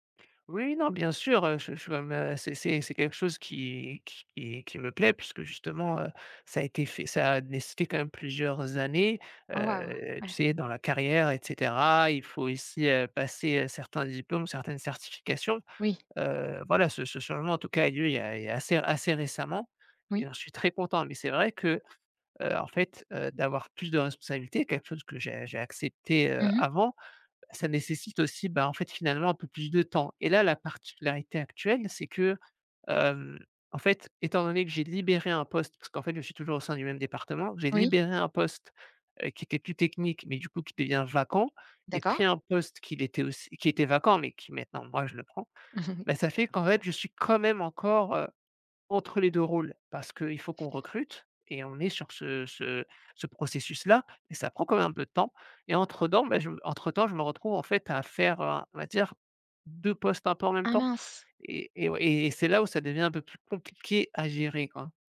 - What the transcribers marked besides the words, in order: chuckle; "entre-temps" said as "entre-demps"
- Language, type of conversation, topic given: French, advice, Comment décririez-vous un changement majeur de rôle ou de responsabilités au travail ?